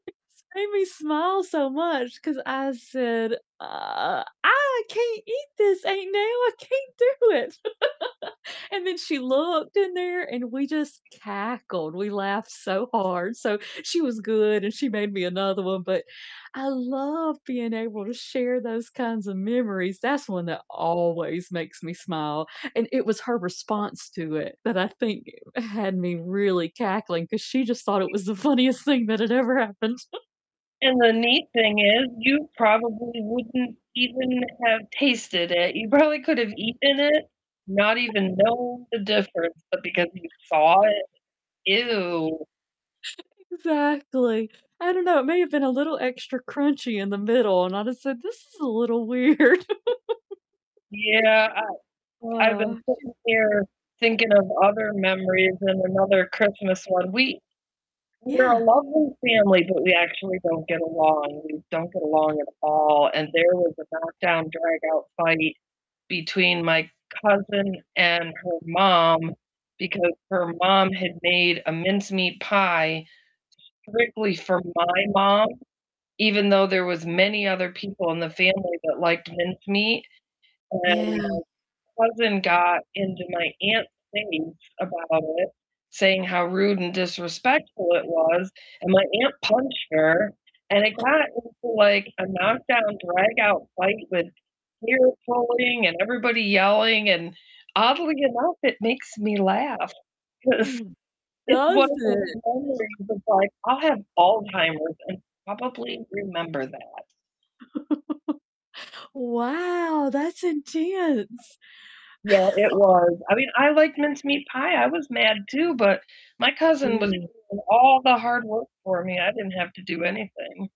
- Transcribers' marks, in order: unintelligible speech; other background noise; laughing while speaking: "do it"; laugh; background speech; chuckle; distorted speech; unintelligible speech; chuckle; laughing while speaking: "weird"; laugh; sigh; other noise; chuckle; laugh; unintelligible speech
- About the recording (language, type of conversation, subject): English, unstructured, What is a childhood memory that always makes you smile?
- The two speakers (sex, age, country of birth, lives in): female, 45-49, United States, United States; female, 55-59, United States, United States